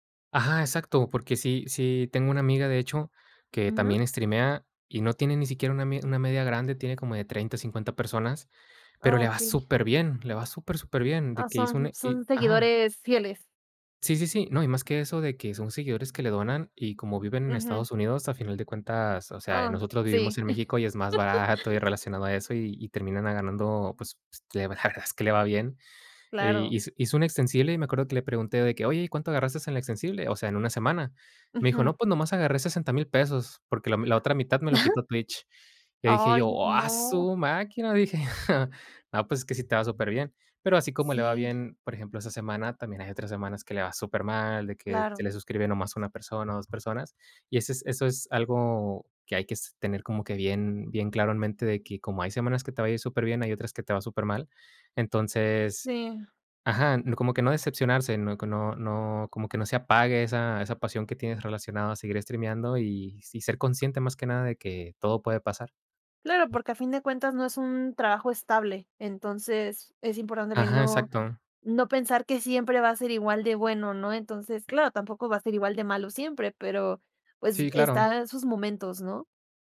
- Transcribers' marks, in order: laugh; other background noise; chuckle; chuckle; tapping
- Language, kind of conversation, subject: Spanish, podcast, ¿Qué consejo le darías a alguien que quiere tomarse en serio su pasatiempo?